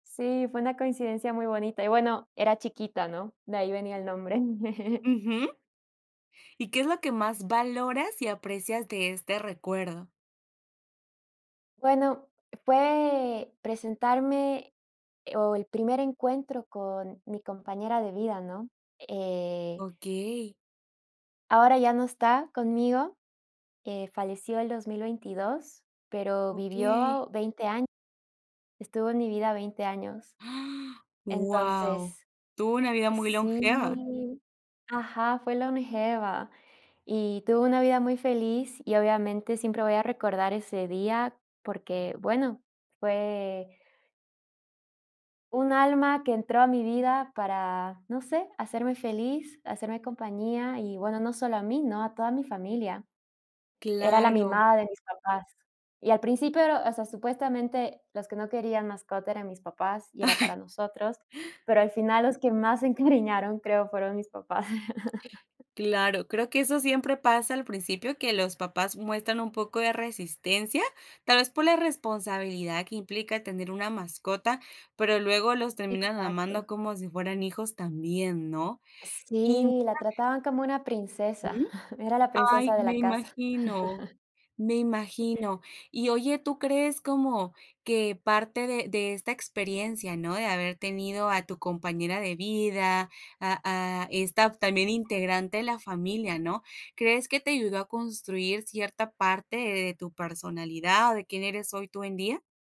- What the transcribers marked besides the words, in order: chuckle; gasp; surprised: "Guau"; drawn out: "Sí"; drawn out: "fue"; chuckle; laughing while speaking: "encariñaron"; chuckle; drawn out: "Sí"; chuckle; unintelligible speech; chuckle
- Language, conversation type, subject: Spanish, podcast, ¿Cuál es un recuerdo de tu infancia que nunca podrás olvidar?